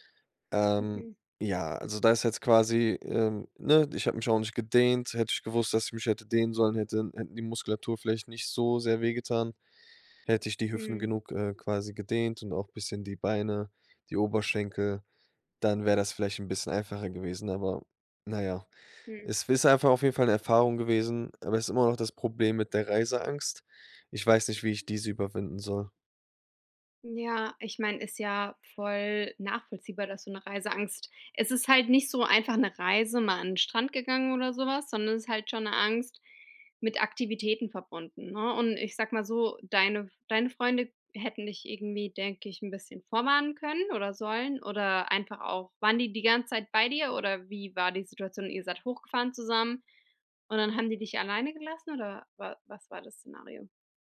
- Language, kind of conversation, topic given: German, advice, Wie kann ich meine Reiseängste vor neuen Orten überwinden?
- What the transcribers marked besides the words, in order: stressed: "so"; inhale